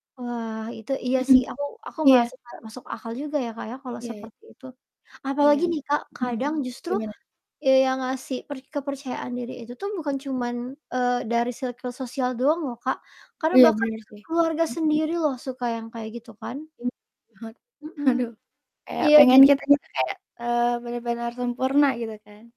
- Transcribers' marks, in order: chuckle; distorted speech; static; other background noise
- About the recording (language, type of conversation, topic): Indonesian, unstructured, Bagaimana proses belajar bisa membuat kamu merasa lebih percaya diri?
- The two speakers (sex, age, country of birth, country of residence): female, 25-29, Indonesia, Indonesia; female, 25-29, Indonesia, Indonesia